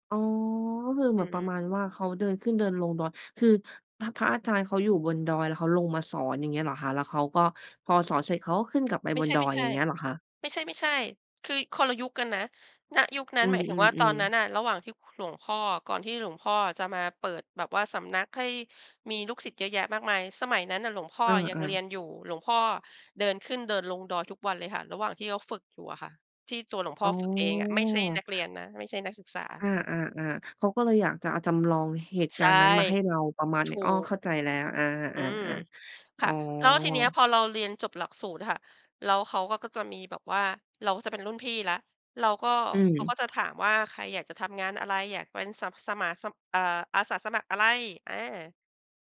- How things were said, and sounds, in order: "เขา" said as "เอ๋า"; other background noise
- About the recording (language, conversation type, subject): Thai, podcast, คุณช่วยเล่าเรื่องการทำงานอาสาสมัครร่วมกับผู้อื่นที่ทำให้คุณภูมิใจได้ไหม?